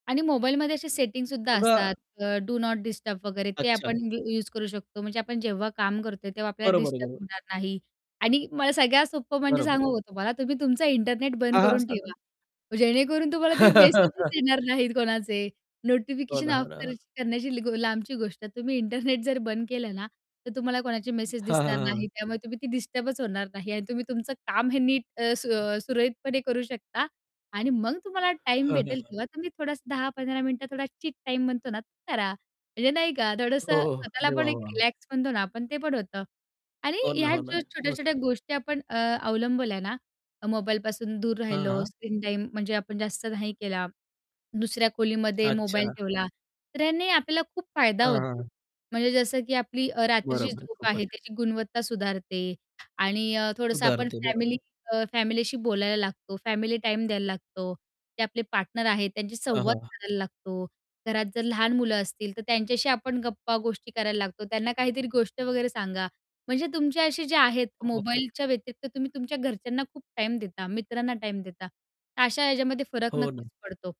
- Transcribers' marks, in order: distorted speech; chuckle; other background noise; laughing while speaking: "इंटरनेट"
- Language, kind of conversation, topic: Marathi, podcast, डिजिटल डिटॉक्स सुरू करण्यासाठी मी कोणत्या दोन-तीन सोप्या गोष्टी ताबडतोब करू शकतो?